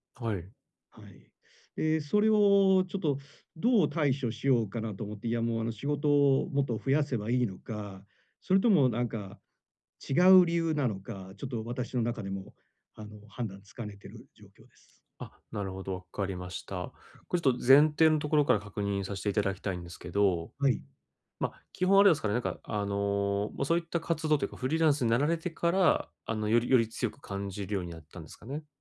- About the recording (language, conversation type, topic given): Japanese, advice, 記念日や何かのきっかけで湧いてくる喪失感や満たされない期待に、穏やかに対処するにはどうすればよいですか？
- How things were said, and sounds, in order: "つきかねている" said as "つかねている"